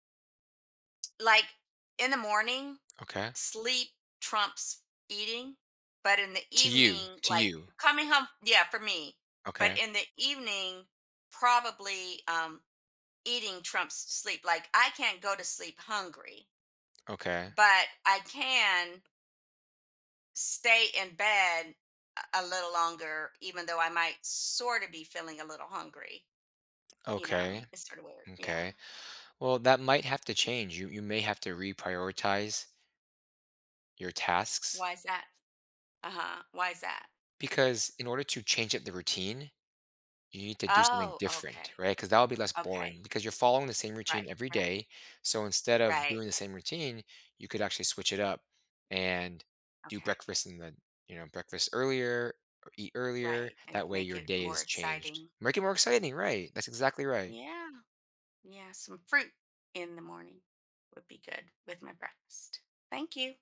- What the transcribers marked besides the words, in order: tapping; other background noise
- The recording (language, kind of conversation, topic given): English, advice, How can I make my daily routine less boring?